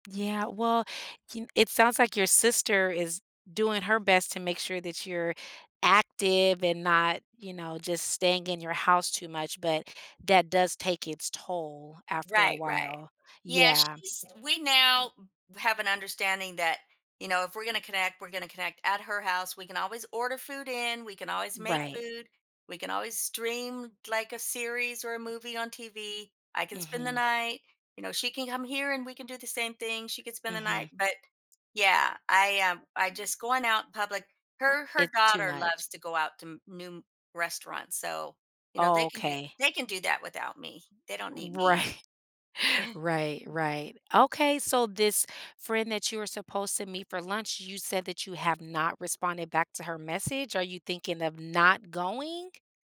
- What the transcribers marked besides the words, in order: "new" said as "mewm"; laughing while speaking: "Right"; chuckle
- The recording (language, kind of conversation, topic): English, advice, How do I reconnect with a friend I lost touch with after moving without feeling awkward?